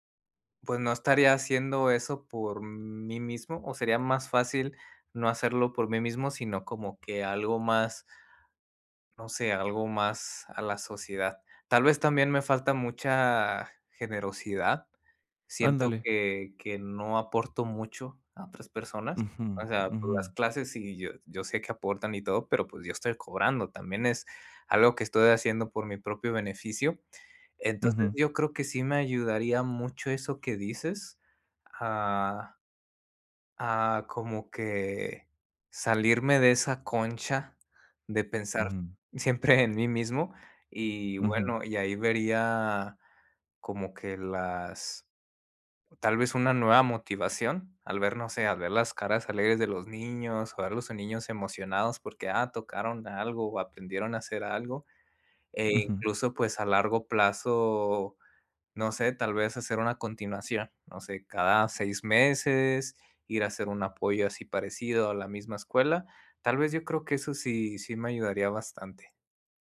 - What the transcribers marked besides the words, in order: chuckle
- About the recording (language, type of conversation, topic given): Spanish, advice, ¿Cómo puedo encontrarle sentido a mi trabajo diario si siento que no tiene propósito?